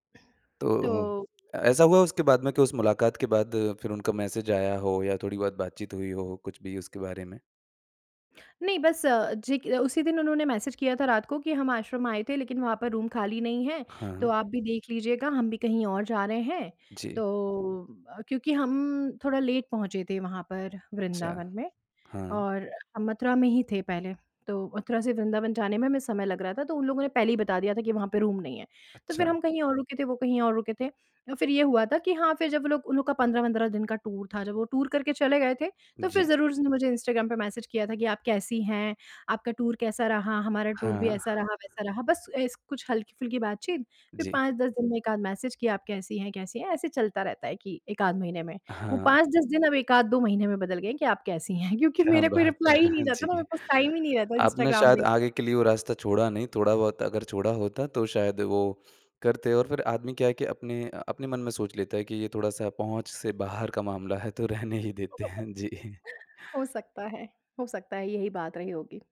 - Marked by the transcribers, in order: tapping; in English: "रूम"; in English: "लेट"; in English: "रूम"; in English: "टूर"; in English: "टूर"; in English: "टूर"; in English: "टूर"; laughing while speaking: "हैं?"; in English: "रिप्लाई"; laughing while speaking: "क्या बात है!"; chuckle; in English: "टाइम"; chuckle
- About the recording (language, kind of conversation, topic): Hindi, podcast, रेल या बस की यात्रा के दौरान आपकी कोई यादगार मुलाकात हुई हो, तो उसका किस्सा क्या था?